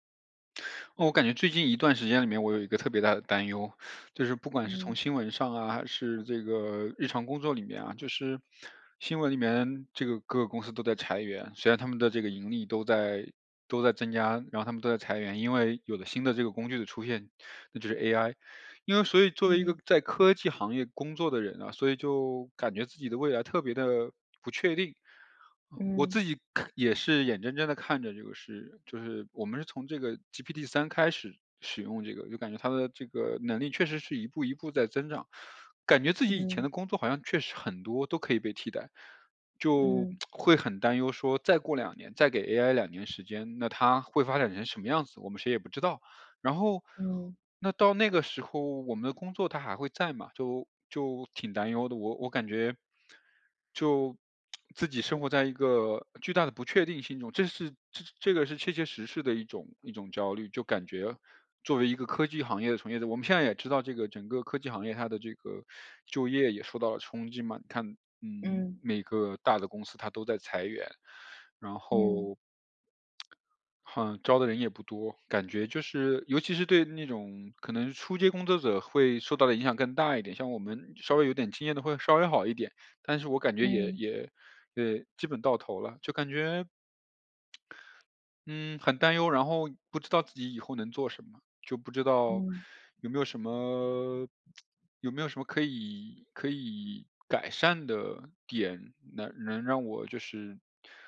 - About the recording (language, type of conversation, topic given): Chinese, advice, 我如何把担忧转化为可执行的行动？
- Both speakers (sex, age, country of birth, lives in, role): female, 35-39, China, France, advisor; male, 35-39, China, Canada, user
- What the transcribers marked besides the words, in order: in English: "GPT"; tsk; lip smack; tsk; tsk